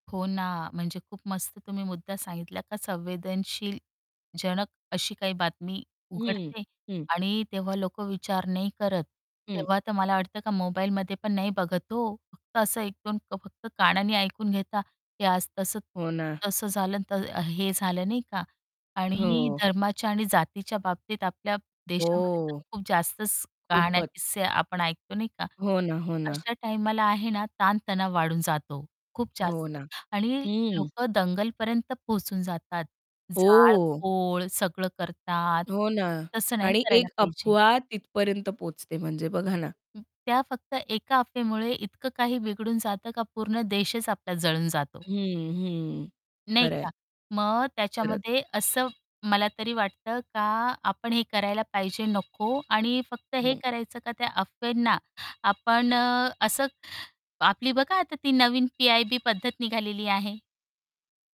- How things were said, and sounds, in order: distorted speech; static; mechanical hum
- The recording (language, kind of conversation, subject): Marathi, podcast, अफवा आढळली तर तिची सत्यता तुम्ही कशी तपासता आणि पुढे काय करता?